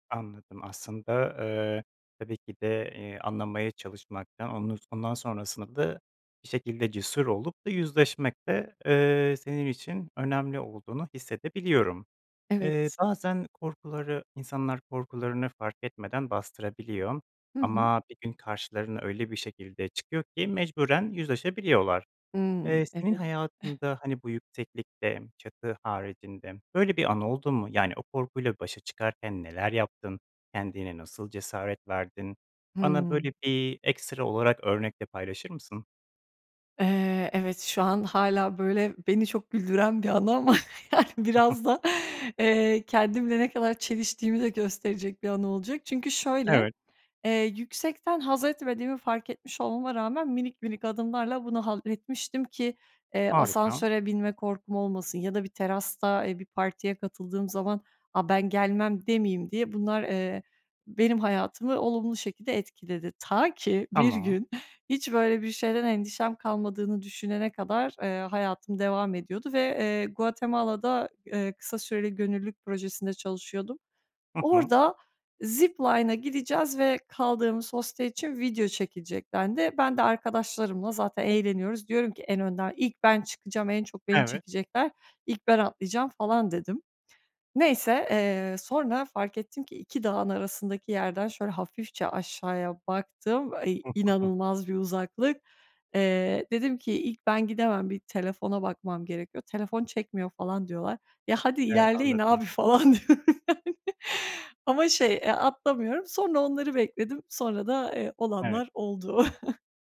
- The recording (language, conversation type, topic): Turkish, podcast, Korkularınla nasıl yüzleşiyorsun, örnek paylaşır mısın?
- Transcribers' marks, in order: chuckle; chuckle; laughing while speaking: "yani biraz da"; chuckle; in English: "zip-line’a"; chuckle; laughing while speaking: "diyorum ben"; chuckle